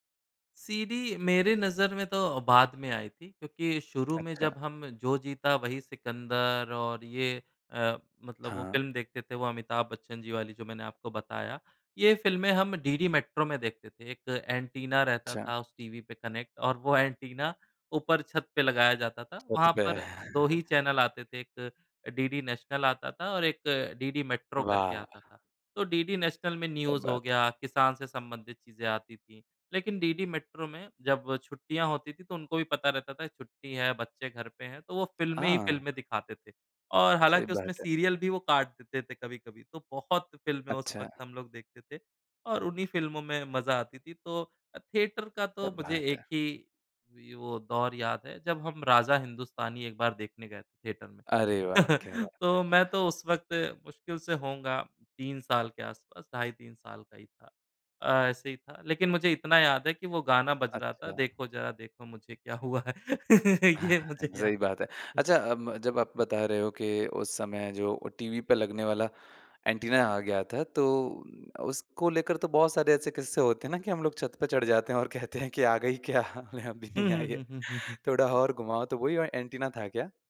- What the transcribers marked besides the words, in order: tapping; in English: "कनैक्ट"; in English: "न्यूज़"; chuckle; laughing while speaking: "ये मुझे याद"; chuckle; laughing while speaking: "कहते हैं कि आ गई … थोड़ा और घुमाओ"
- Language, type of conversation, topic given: Hindi, podcast, घर वालों के साथ आपने कौन सी फिल्म देखी थी जो आपको सबसे खास लगी?